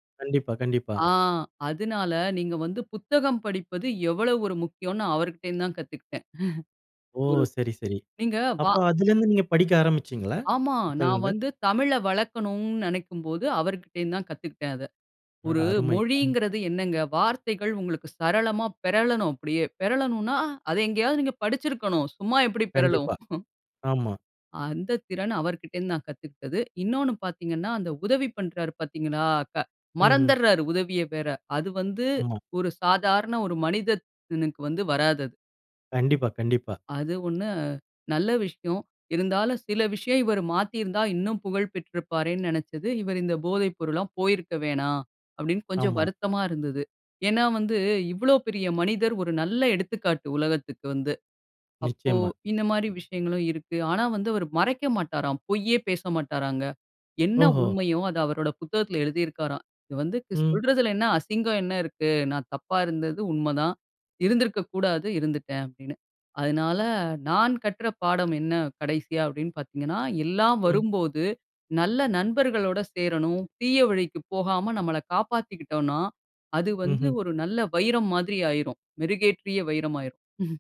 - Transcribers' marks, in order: drawn out: "ஆ"; chuckle; surprised: "அடடா! அருமை!"; "மனிதனுக்கு" said as "மனிதத்துனுக்கு"; other noise
- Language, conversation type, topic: Tamil, podcast, படம், பாடல் அல்லது ஒரு சம்பவம் மூலம் ஒரு புகழ்பெற்றவர் உங்கள் வாழ்க்கையை எப்படிப் பாதித்தார்?